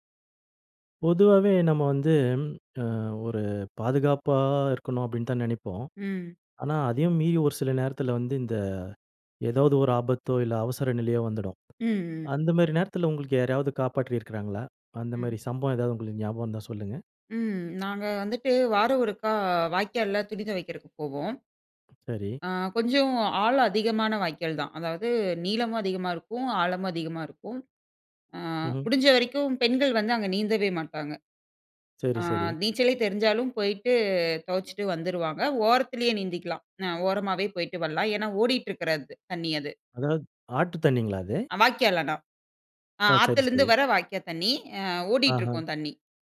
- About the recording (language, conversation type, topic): Tamil, podcast, அவசரநிலையில் ஒருவர் உங்களை காப்பாற்றிய அனுபவம் உண்டா?
- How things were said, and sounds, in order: other noise; tongue click